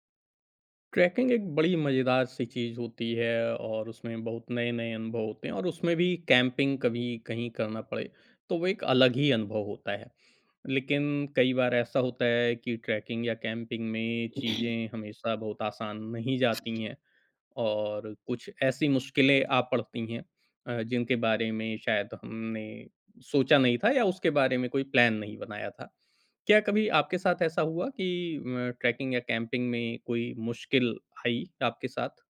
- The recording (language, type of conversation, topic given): Hindi, podcast, कैंपिंग या ट्रेकिंग के दौरान किसी मुश्किल में फँसने पर आपने क्या किया था?
- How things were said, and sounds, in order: sneeze; tapping; in English: "प्लान"